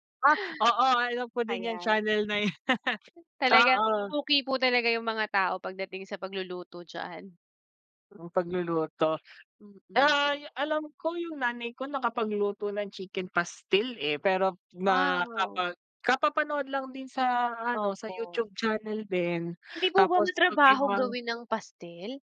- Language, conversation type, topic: Filipino, unstructured, Ano ang pinakatumatak na karanasan mo sa pagluluto ng paborito mong ulam?
- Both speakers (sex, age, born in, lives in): female, 30-34, Philippines, Philippines; male, 25-29, Philippines, Philippines
- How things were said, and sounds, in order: laugh